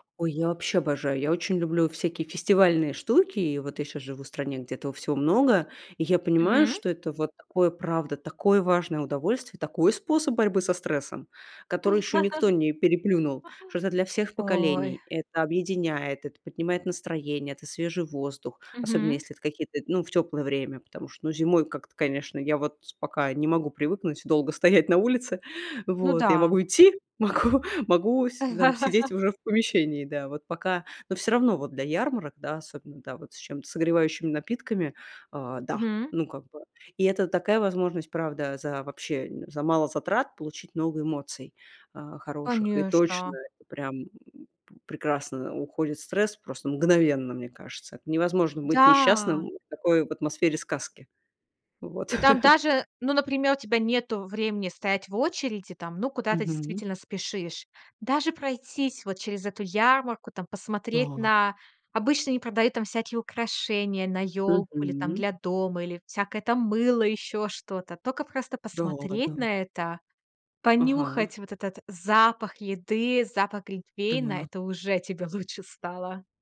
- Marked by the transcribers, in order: stressed: "такой"; laugh; laughing while speaking: "стоять"; laugh; laughing while speaking: "могу"; laugh; tapping; laughing while speaking: "лучше"
- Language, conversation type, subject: Russian, podcast, Что вы делаете, чтобы снять стресс за 5–10 минут?